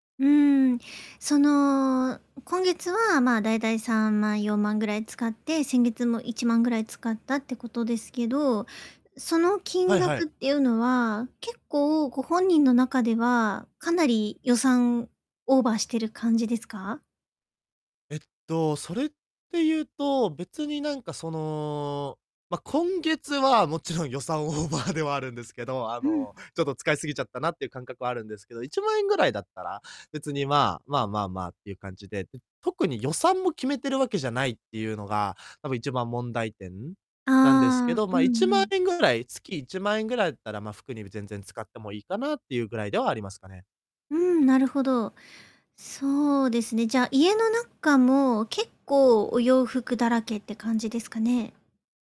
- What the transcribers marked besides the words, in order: laughing while speaking: "もちろん予算オーバーではあるんですけど"; other background noise; distorted speech
- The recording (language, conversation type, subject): Japanese, advice, 予算内でおしゃれに買い物するにはどうすればいいですか？